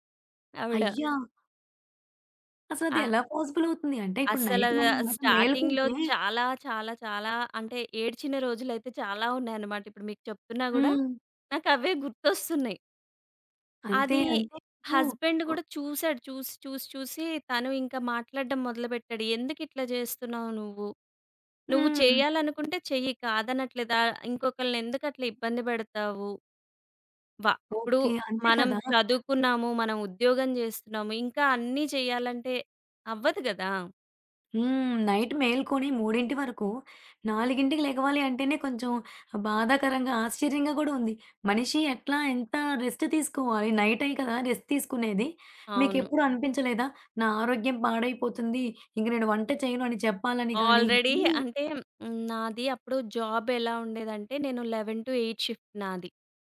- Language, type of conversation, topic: Telugu, podcast, విభిన్న వయస్సులవారి మధ్య మాటలు అపార్థం కావడానికి ప్రధాన కారణం ఏమిటి?
- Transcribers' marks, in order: other background noise; in English: "స్టార్టింగ్‌లో"; in English: "నైట్"; in English: "హస్బాండ్"; in English: "నైట్"; in English: "రెస్ట్"; in English: "ఆల్రెడీ"; in English: "జాబ్"; in English: "లెవెన్ టు ఎయిట్ షిఫ్ట్"